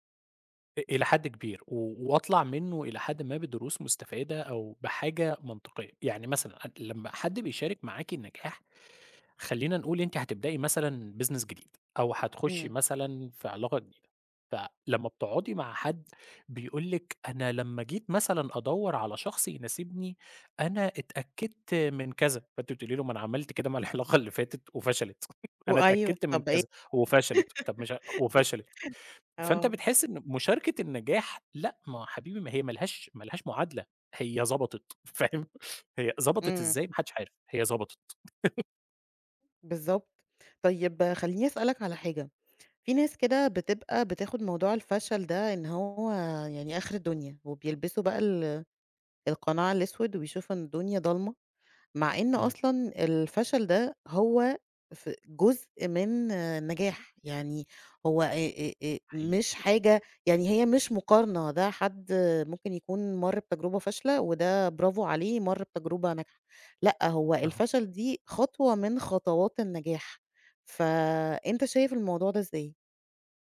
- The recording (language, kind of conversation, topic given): Arabic, podcast, بتشارك فشلك مع الناس؟ ليه أو ليه لأ؟
- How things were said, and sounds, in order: in English: "business"; other background noise; unintelligible speech; laugh; other noise; tapping; laughing while speaking: "فاهم"; laugh